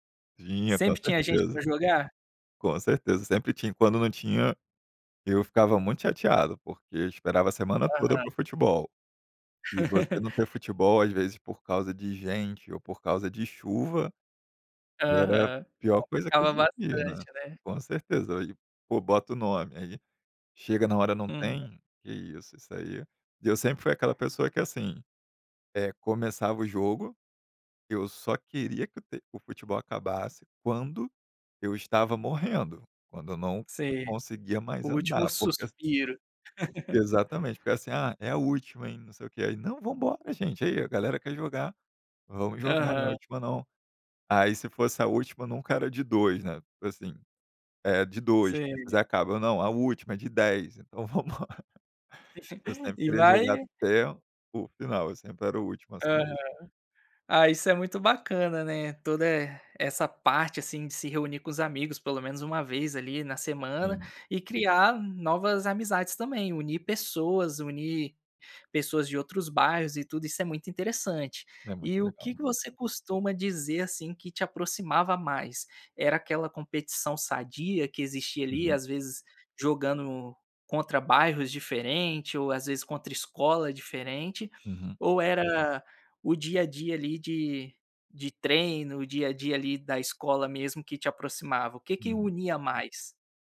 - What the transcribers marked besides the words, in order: laugh; tapping; laugh; laughing while speaking: "Então, vamos embora"; laugh; unintelligible speech; other background noise
- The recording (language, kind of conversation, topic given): Portuguese, podcast, Como o esporte une as pessoas na sua comunidade?